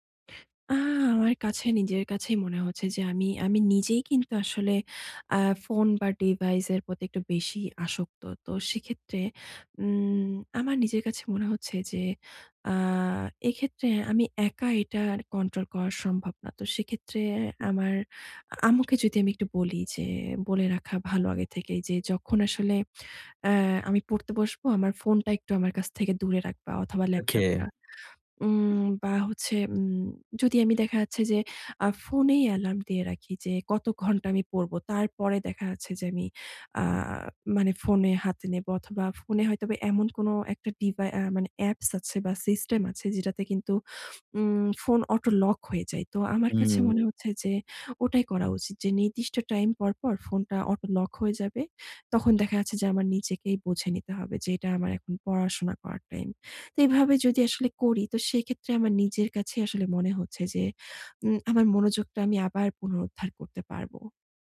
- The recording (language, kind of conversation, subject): Bengali, advice, সোশ্যাল মিডিয়ার ব্যবহার সীমিত করে আমি কীভাবে মনোযোগ ফিরিয়ে আনতে পারি?
- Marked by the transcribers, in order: tapping